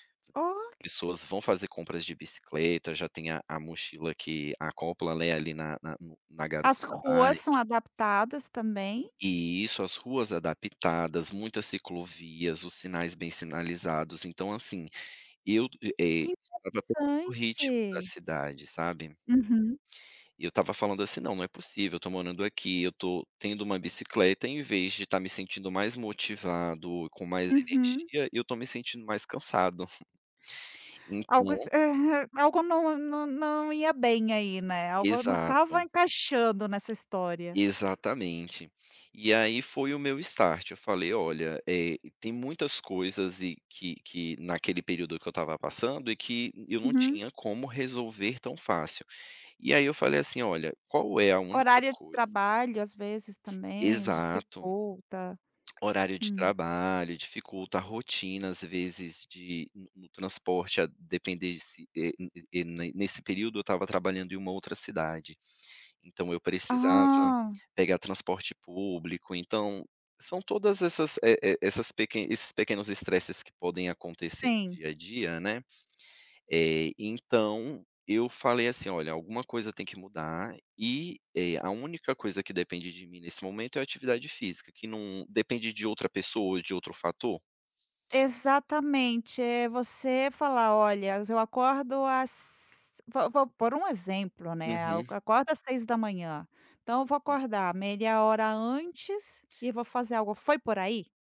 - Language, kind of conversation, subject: Portuguese, podcast, Que pequenas mudanças todo mundo pode adotar já?
- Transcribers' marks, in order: tapping; chuckle; other background noise